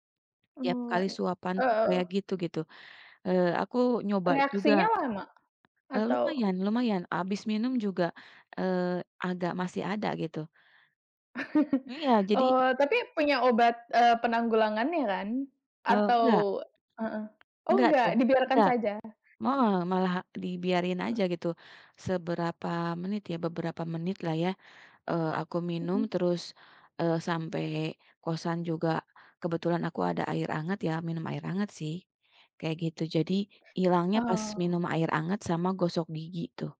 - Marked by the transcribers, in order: tapping; chuckle; other background noise
- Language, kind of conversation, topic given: Indonesian, podcast, Menurutmu, makanan jalanan apa yang paling enak dan wajib dicoba?